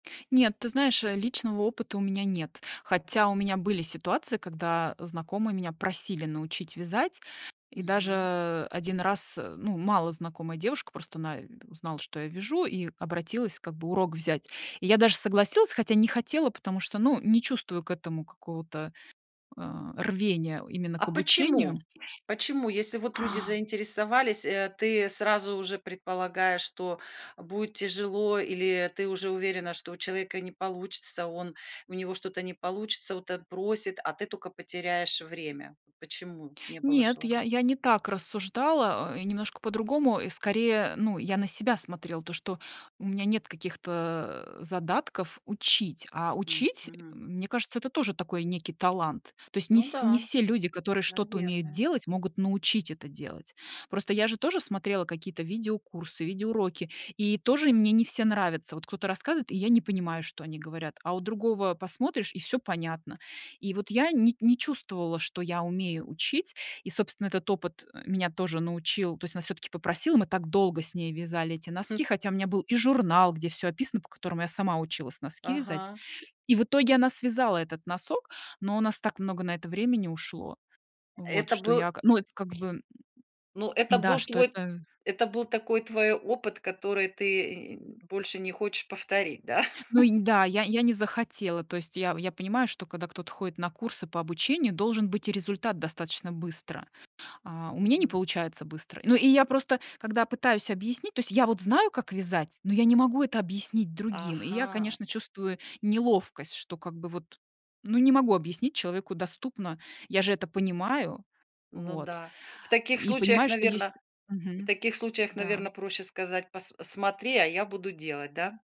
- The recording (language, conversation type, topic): Russian, podcast, Как ты обычно входишь в состояние потока, занимаясь своим хобби?
- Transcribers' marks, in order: tapping; other background noise; gasp; laugh